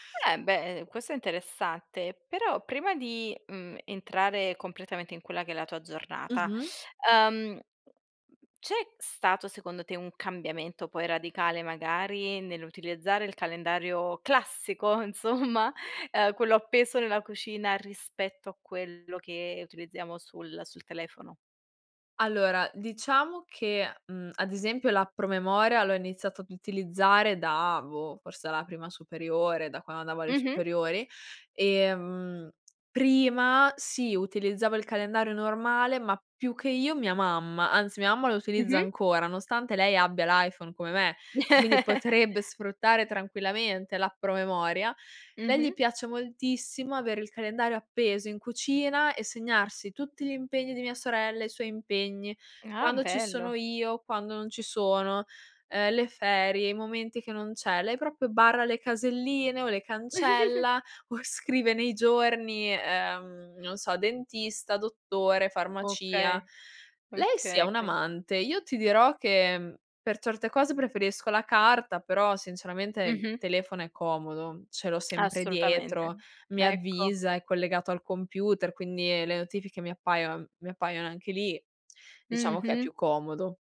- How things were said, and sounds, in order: other background noise; laughing while speaking: "insomma"; lip smack; "nonostante" said as "nostante"; laugh; "proprio" said as "propio"; giggle; laughing while speaking: "scrive"; "Okay" said as "Bokay"
- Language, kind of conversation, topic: Italian, podcast, Come programmi la tua giornata usando il calendario?